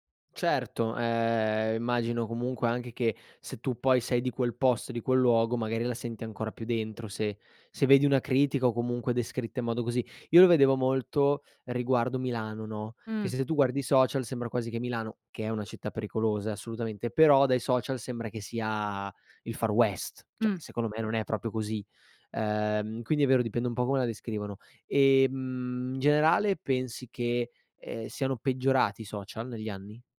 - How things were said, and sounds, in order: "Cioè" said as "ceh"
- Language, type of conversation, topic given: Italian, podcast, Che ruolo hanno i social media nella visibilità della tua comunità?